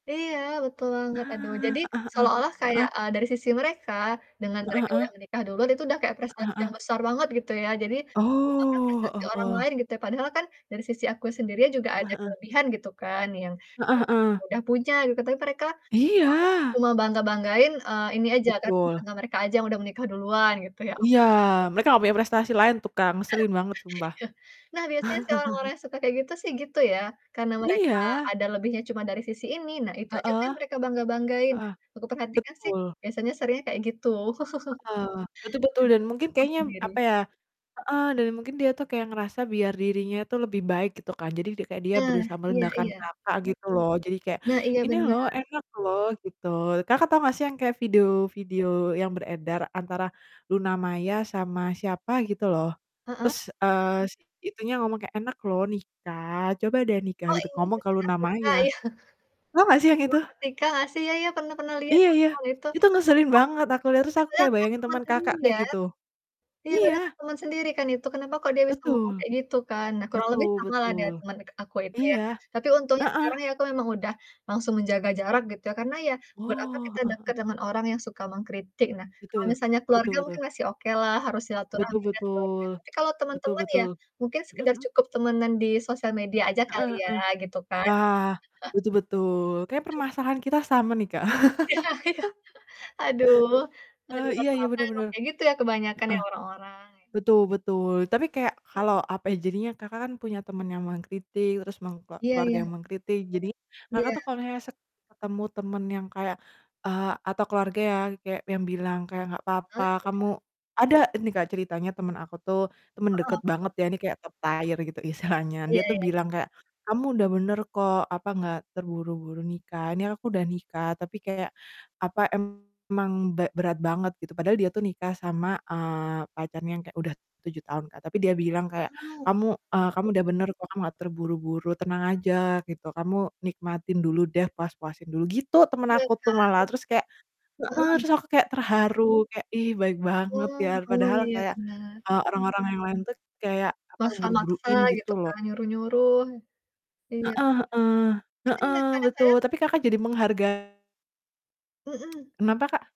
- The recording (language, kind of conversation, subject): Indonesian, unstructured, Bagaimana cara kamu menghadapi anggota keluarga yang terus-menerus mengkritik?
- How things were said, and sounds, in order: distorted speech; unintelligible speech; laughing while speaking: "ya"; laugh; laughing while speaking: "Iya"; chuckle; chuckle; unintelligible speech; other background noise; unintelligible speech; laughing while speaking: "ya?"; unintelligible speech; unintelligible speech; chuckle; other noise; chuckle; laughing while speaking: "Iya iya"; chuckle; static; in English: "top tier"; tapping